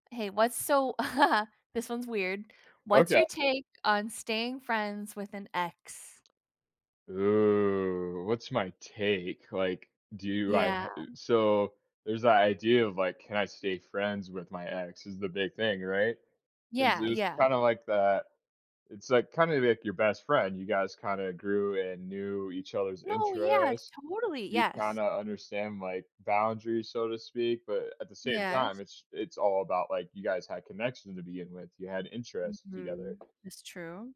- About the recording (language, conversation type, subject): English, unstructured, What are the challenges and benefits of maintaining a friendship after a breakup?
- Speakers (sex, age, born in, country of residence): female, 25-29, United States, United States; male, 25-29, United States, United States
- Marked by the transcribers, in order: tapping; chuckle; drawn out: "Ooh"; other background noise